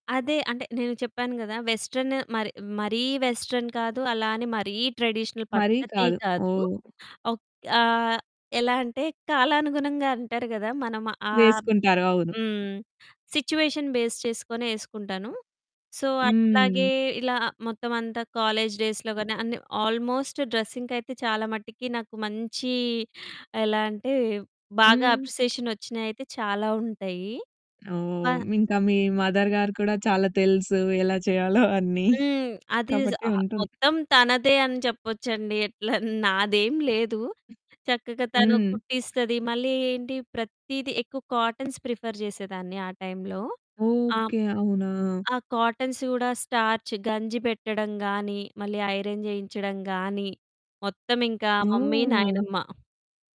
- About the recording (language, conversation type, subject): Telugu, podcast, మీ దుస్తుల శైలి మీ వ్యక్తిత్వాన్ని ఎలా తెలియజేస్తుంది?
- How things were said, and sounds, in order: in English: "వెస్టర్న్"; in English: "వెస్టర్న్"; in English: "ట్రెడిషనల్"; other background noise; in English: "సిట్యుయేషన్ బేస్"; in English: "సో"; in English: "డేస్‌లో"; in English: "ఆల్మోస్ట్ డ్రెస్సింగ్‌కి"; in English: "మదర్"; giggle; chuckle; in English: "కాటన్స్ ప్రిఫర్"; in English: "కాటన్స్"; in English: "స్టార్చ్"; in English: "ఐరన్"; in English: "మమ్మీ"